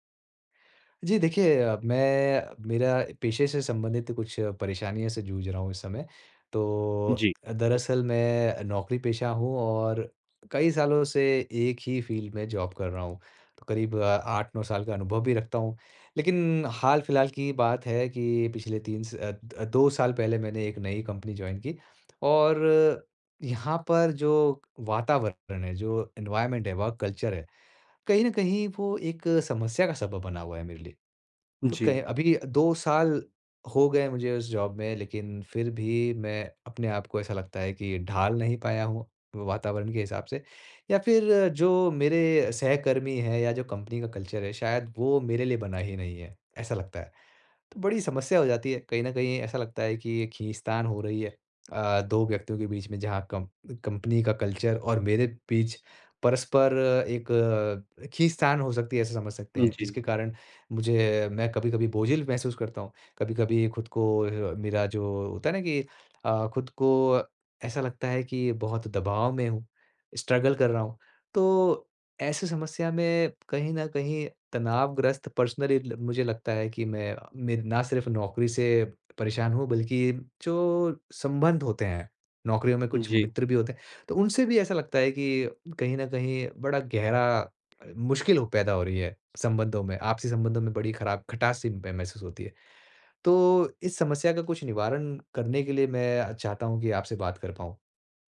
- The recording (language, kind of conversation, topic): Hindi, advice, नई नौकरी और अलग कामकाजी वातावरण में ढलने का आपका अनुभव कैसा रहा है?
- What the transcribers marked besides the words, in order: tapping; in English: "फ़ील्ड"; in English: "जॉब"; in English: "जॉइन"; in English: "एनवायरनमेंट"; in English: "वर्क कल्चर"; in English: "कल्चर"; in English: "कल्चर"; in English: "स्ट्रगल"; in English: "पर्सनली"